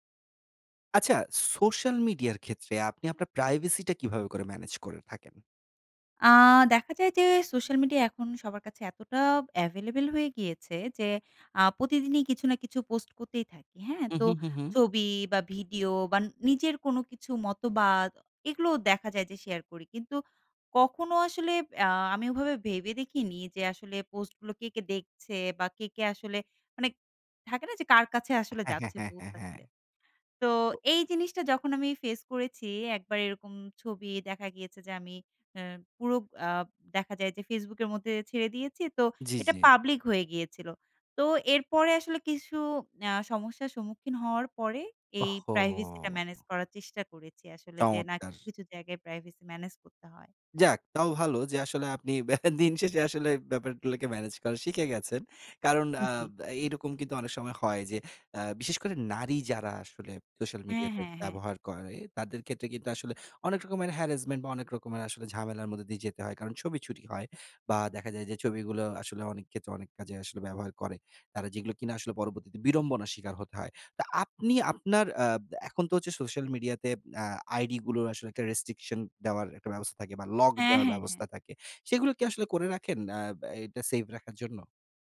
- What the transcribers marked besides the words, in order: tapping; scoff; in English: "harrasment"; in English: "restriction"
- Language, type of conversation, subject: Bengali, podcast, তুমি সোশ্যাল মিডিয়ায় নিজের গোপনীয়তা কীভাবে নিয়ন্ত্রণ করো?